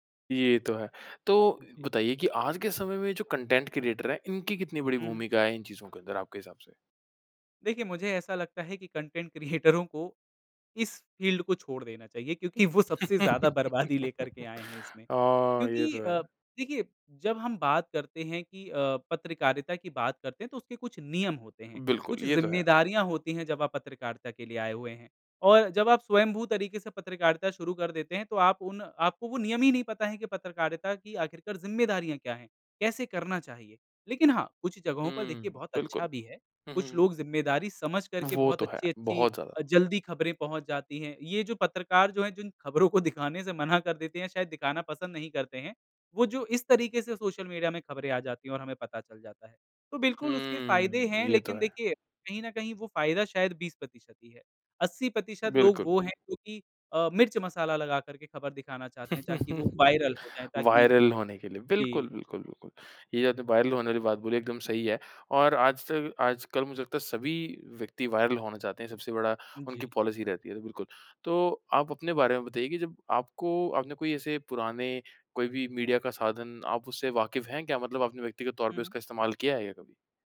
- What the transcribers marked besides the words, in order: tapping; in English: "कंटेंट क्रिएटर"; in English: "कंटेंट क्रियेटरों"; laughing while speaking: "क्रियेटरों"; in English: "फ़ील्ड"; laugh; laugh; in English: "वायरल"; in English: "वायरल"; in English: "वायरल"; in English: "वायरल"; in English: "पॉलिसी"
- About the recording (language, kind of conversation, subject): Hindi, podcast, तुम्हारे मुताबिक़ पुराने मीडिया की कौन-सी बात की कमी आज महसूस होती है?